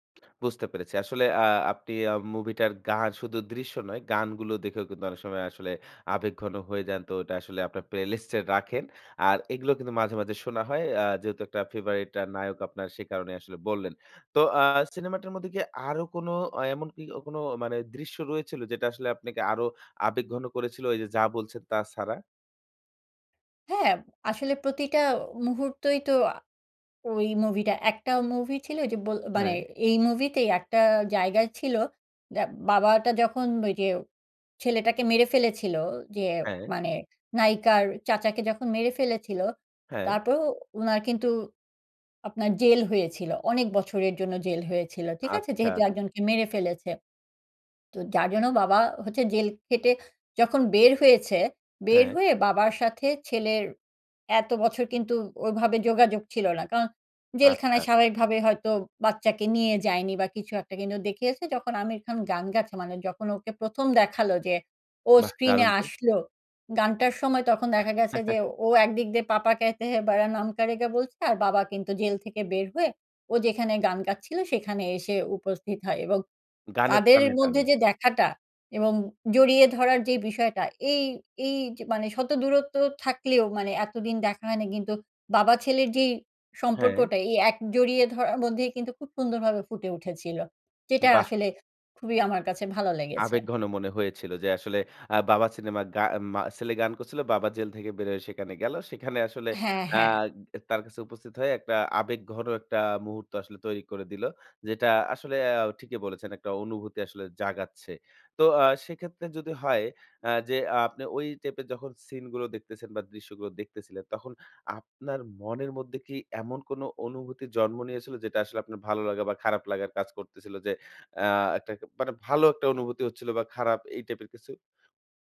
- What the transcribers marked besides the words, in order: tapping; in English: "playlist"; in English: "favorite"; chuckle
- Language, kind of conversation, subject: Bengali, podcast, বল তো, কোন সিনেমা তোমাকে সবচেয়ে গভীরভাবে ছুঁয়েছে?